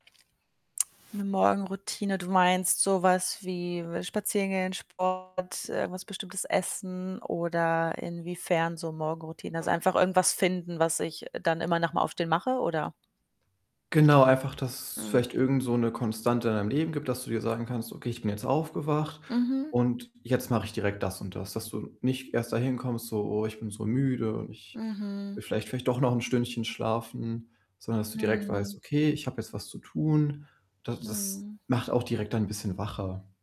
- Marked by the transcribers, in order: other background noise; static; distorted speech; tapping
- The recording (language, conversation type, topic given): German, advice, Wie kann ich morgens beim Aufwachen mehr Energie haben?